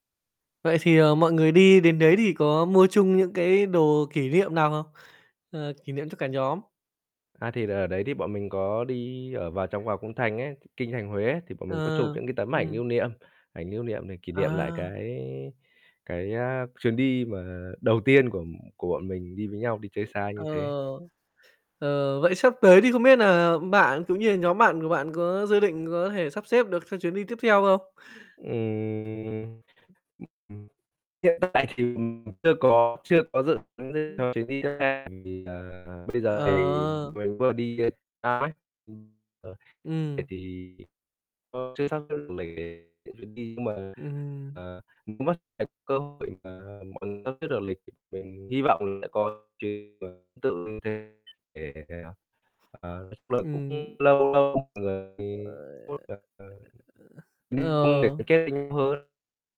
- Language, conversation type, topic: Vietnamese, podcast, Bạn có thể kể về chuyến đi đáng nhớ nhất của bạn không?
- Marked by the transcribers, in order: other background noise; distorted speech; tapping; unintelligible speech; unintelligible speech; other noise